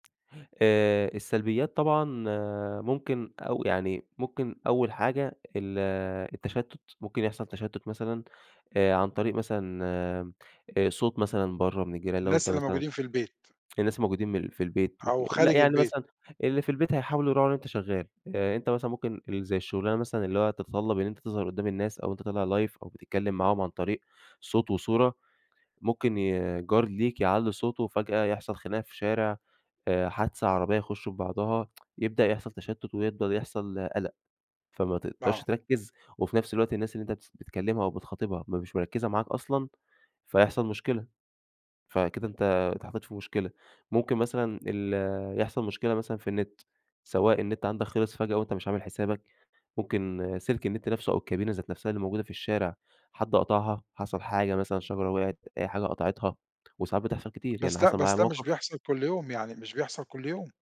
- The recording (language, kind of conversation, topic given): Arabic, podcast, إيه تجربتك في الشغل من البيت، وإيه إيجابياته وسلبياته؟
- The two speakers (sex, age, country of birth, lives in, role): male, 25-29, Egypt, Egypt, guest; male, 50-54, Egypt, Portugal, host
- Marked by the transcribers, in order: tapping; tsk; in English: "Live"; tsk